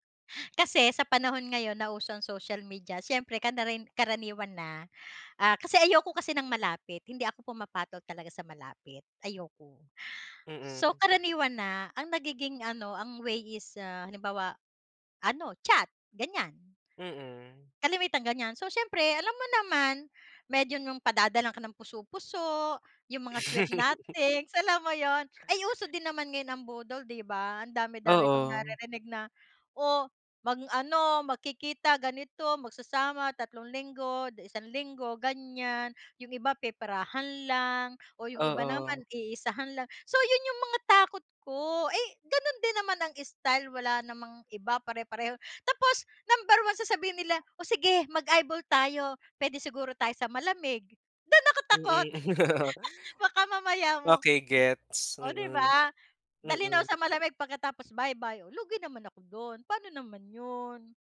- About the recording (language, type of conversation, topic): Filipino, advice, Bakit ako natatakot na subukan muli matapos ang paulit-ulit na pagtanggi?
- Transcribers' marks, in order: breath; laugh; other noise; laugh